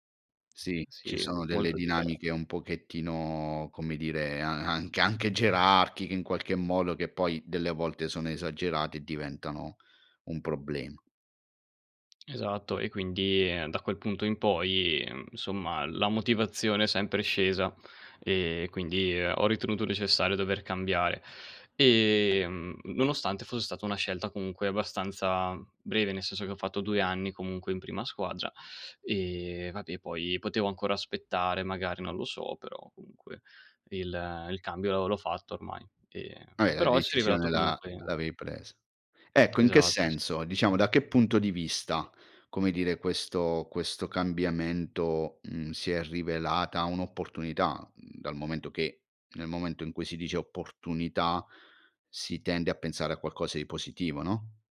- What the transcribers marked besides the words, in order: other background noise
- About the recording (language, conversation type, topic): Italian, podcast, Quando ti è capitato che un errore si trasformasse in un’opportunità?